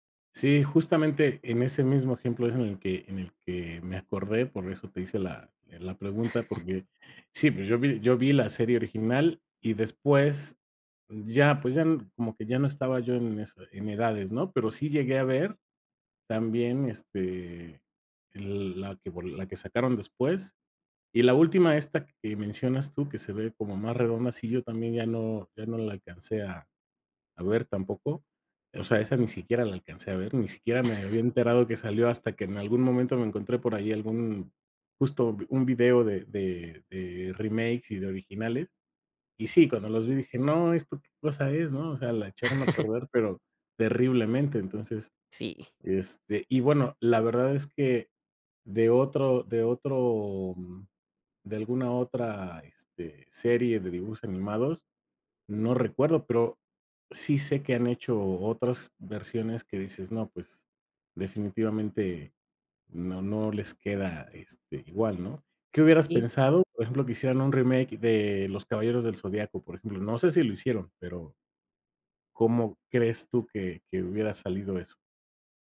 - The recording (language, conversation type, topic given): Spanish, podcast, ¿Te gustan más los remakes o las historias originales?
- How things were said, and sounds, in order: chuckle; chuckle; chuckle